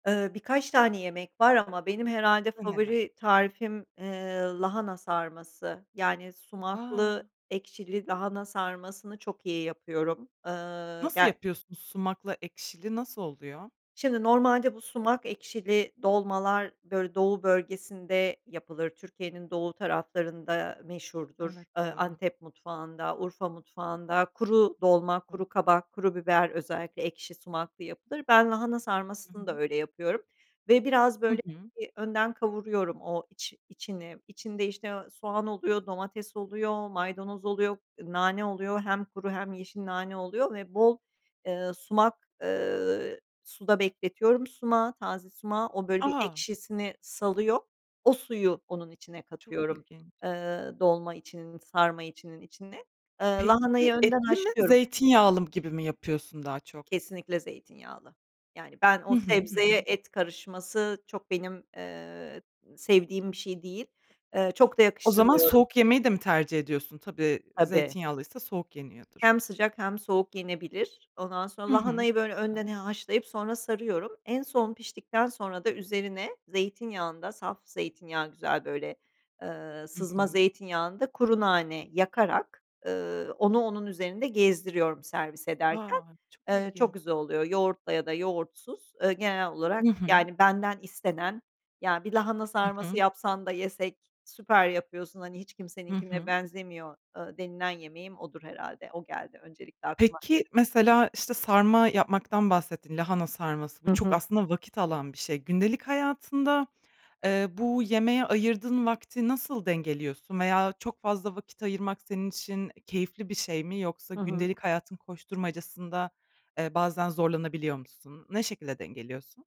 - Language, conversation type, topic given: Turkish, podcast, Kendi yemeklerini yapmayı nasıl öğrendin ve en sevdiğin tarif hangisi?
- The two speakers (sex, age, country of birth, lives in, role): female, 25-29, Turkey, Germany, host; female, 45-49, Turkey, Netherlands, guest
- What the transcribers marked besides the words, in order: tapping